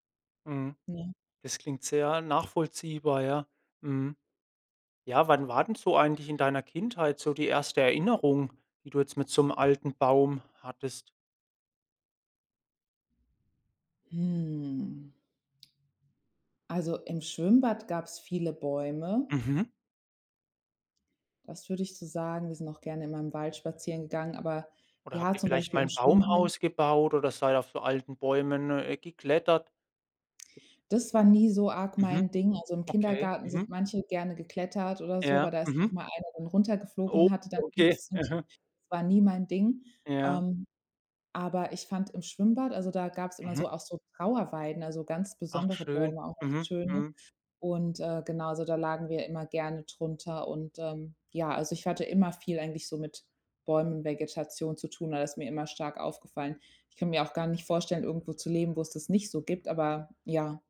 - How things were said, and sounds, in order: drawn out: "Hm"
- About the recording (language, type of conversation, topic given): German, podcast, Was bedeutet ein alter Baum für dich?